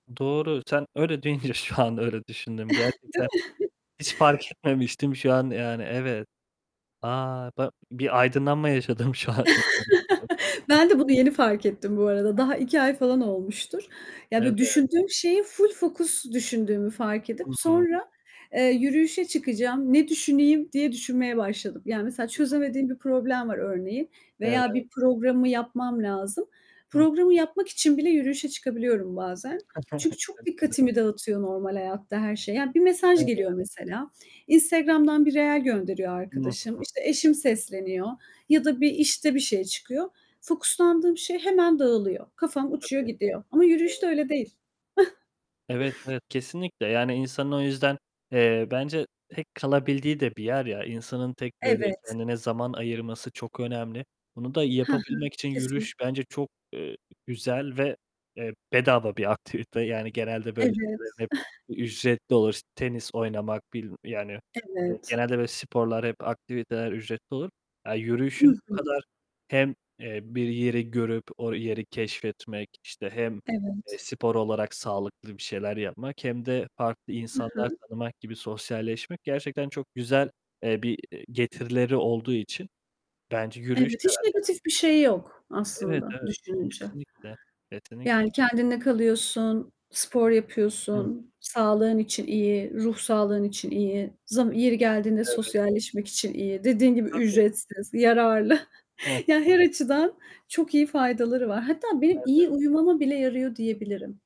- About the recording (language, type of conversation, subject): Turkish, unstructured, Düzenli yürüyüş yapmak hayatınıza ne gibi katkılar sağlar?
- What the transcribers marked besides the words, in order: static; laughing while speaking: "şu an"; chuckle; distorted speech; chuckle; laughing while speaking: "şu an"; chuckle; unintelligible speech; other background noise; chuckle; in English: "reel"; chuckle; tapping; chuckle; laughing while speaking: "yararlı"; chuckle